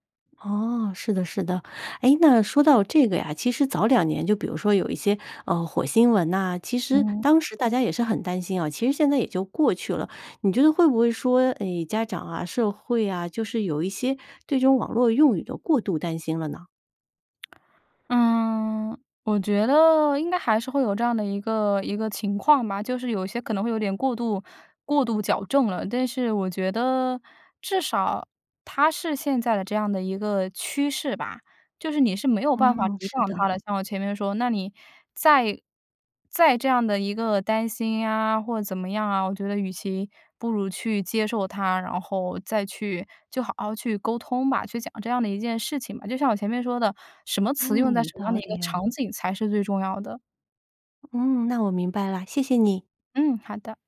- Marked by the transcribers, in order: tsk; tapping
- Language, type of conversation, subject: Chinese, podcast, 你觉得网络语言对传统语言有什么影响？